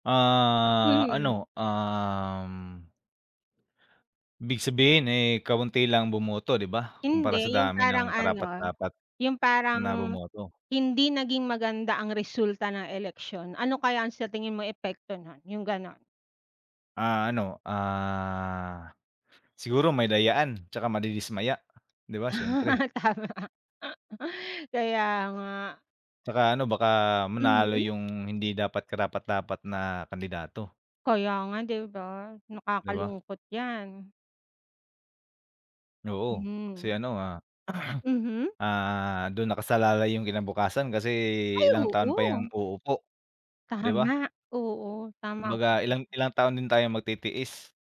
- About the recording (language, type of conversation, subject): Filipino, unstructured, Paano mo ipaliliwanag ang kahalagahan ng pagboto sa bansa?
- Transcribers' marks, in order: laughing while speaking: "Ah, tama"; tapping; throat clearing